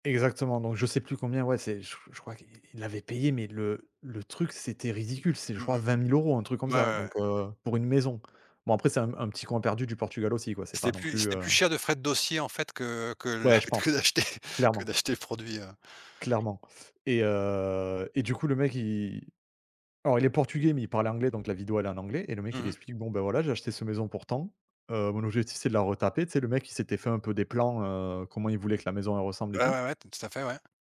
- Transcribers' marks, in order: tapping; laughing while speaking: "d'acheter"
- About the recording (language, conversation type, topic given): French, unstructured, Comment partages-tu tes passions avec les autres ?